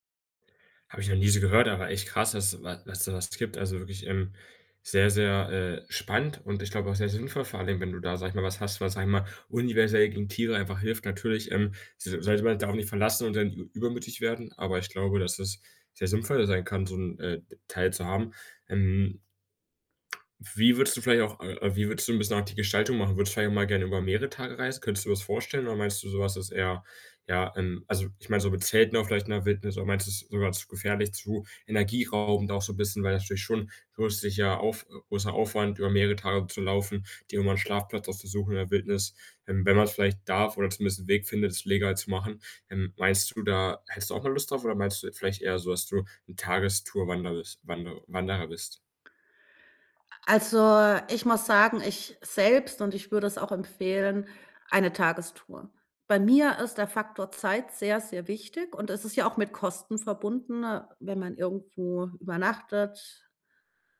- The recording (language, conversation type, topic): German, podcast, Welche Tipps hast du für sicheres Alleinwandern?
- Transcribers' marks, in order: other background noise